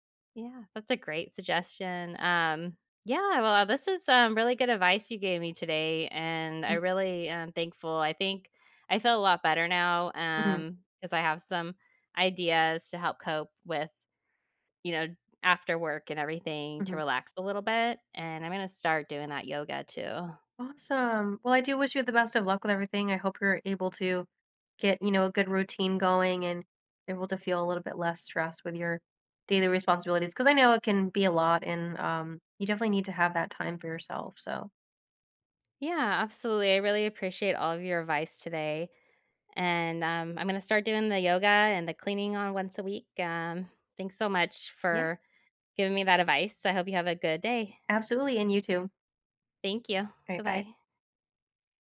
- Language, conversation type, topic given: English, advice, How can I manage stress from daily responsibilities?
- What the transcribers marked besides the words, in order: none